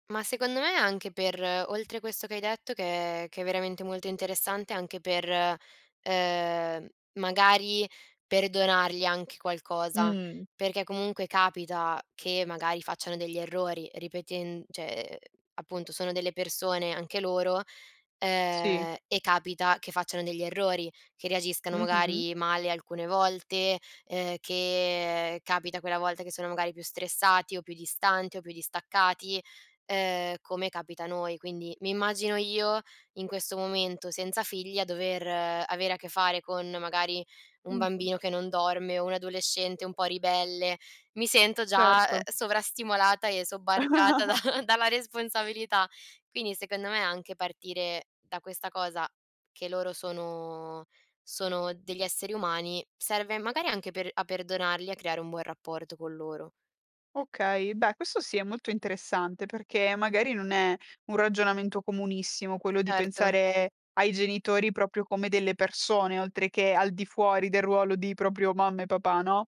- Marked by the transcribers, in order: tapping; "cioè" said as "ceh"; other noise; chuckle; laughing while speaking: "da"
- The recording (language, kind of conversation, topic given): Italian, podcast, Come si costruisce la fiducia tra i membri della famiglia?